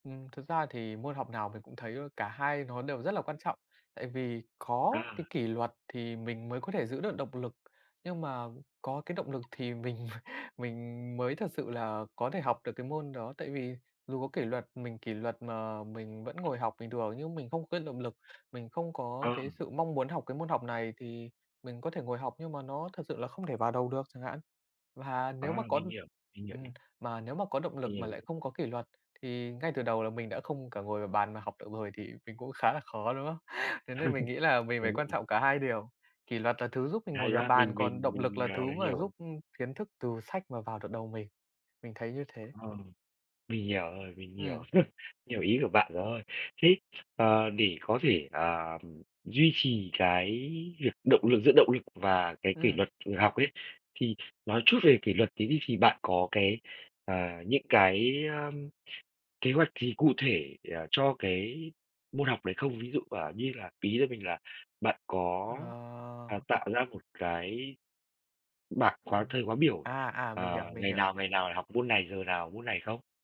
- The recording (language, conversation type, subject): Vietnamese, podcast, Làm sao bạn giữ được động lực học lâu dài?
- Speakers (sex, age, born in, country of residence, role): male, 20-24, Vietnam, Vietnam, guest; male, 35-39, Vietnam, Vietnam, host
- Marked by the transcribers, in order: tapping; laughing while speaking: "mình m"; other background noise; laugh; chuckle; unintelligible speech